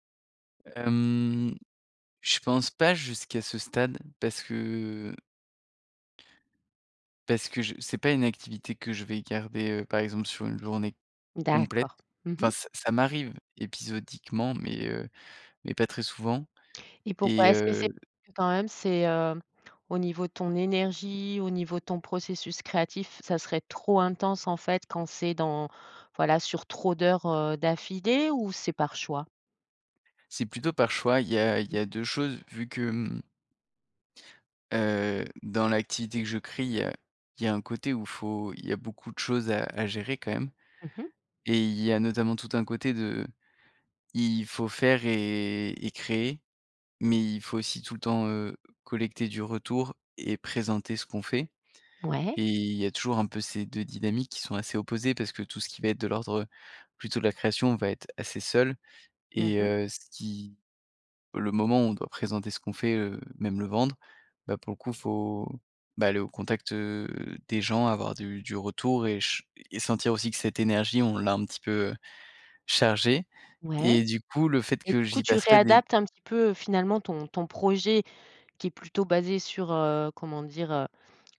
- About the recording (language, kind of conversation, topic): French, podcast, Qu’est-ce qui te met dans un état de création intense ?
- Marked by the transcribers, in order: tapping; other background noise